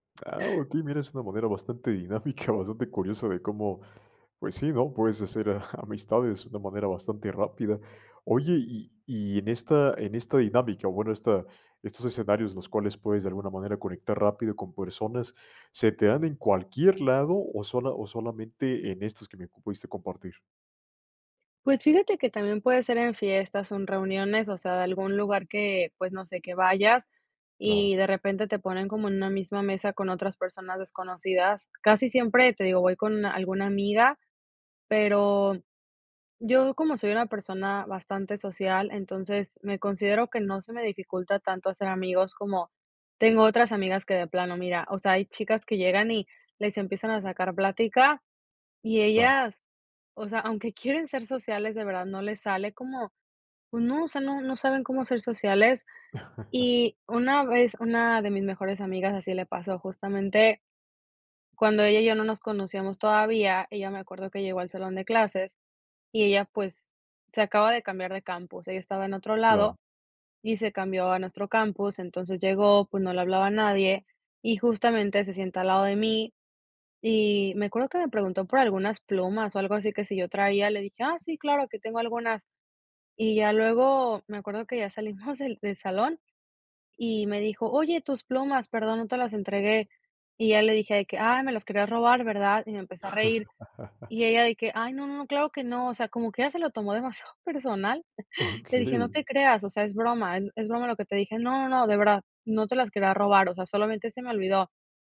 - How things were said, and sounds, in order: tapping; laughing while speaking: "dinámica"; laugh; laughing while speaking: "salimos"; laugh; laughing while speaking: "demasiado personal"; laughing while speaking: "Okey"
- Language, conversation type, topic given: Spanish, podcast, ¿Cómo rompes el hielo con desconocidos que podrían convertirse en amigos?